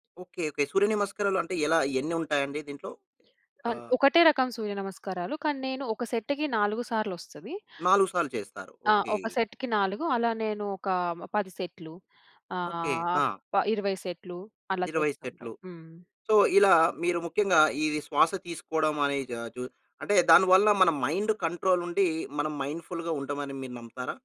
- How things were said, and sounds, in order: other background noise; in English: "సెట్‌కి"; in English: "సెట్‌కి"; in English: "సో"; unintelligible speech; in English: "మైండ్ కంట్రోల్"; in English: "మైండ్‌ఫుల్‌గా"
- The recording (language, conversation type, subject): Telugu, podcast, ఉదయాన్ని శ్రద్ధగా ప్రారంభించడానికి మీరు పాటించే దినచర్య ఎలా ఉంటుంది?